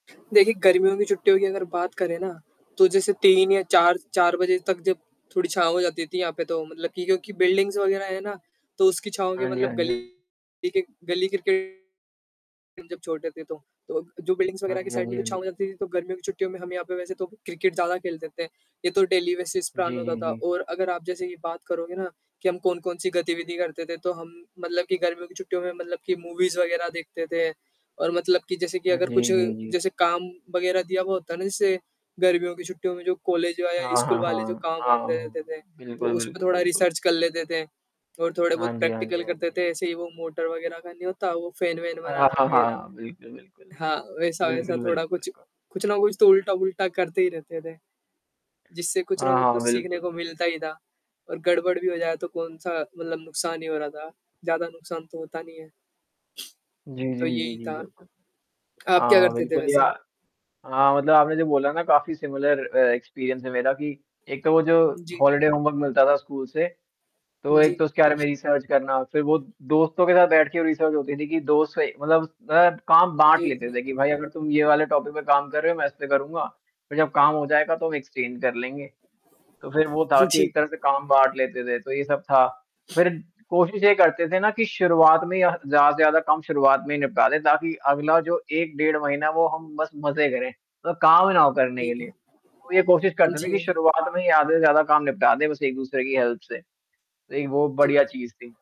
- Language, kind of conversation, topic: Hindi, unstructured, गर्मियों की छुट्टियों में आपको घर पर रहना अधिक पसंद है या बाहर घूमना?
- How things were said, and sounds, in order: static; in English: "बिल्डिंग्स"; distorted speech; in English: "बिल्डिंग्स"; in English: "साइड"; in English: "डेली बेसिस प्लान"; in English: "मूवीज़"; in English: "रिसर्च"; in English: "प्रैक्टिकल"; in English: "फेन"; other background noise; in English: "सिमिलर"; in English: "एक्सपीरियंस"; in English: "हॉलिडे होमवर्क"; in English: "रिसर्च"; in English: "रिसर्च"; in English: "टॉपिक"; in English: "एक्सचेंज"; laughing while speaking: "हुँ जी"; in English: "हेल्प"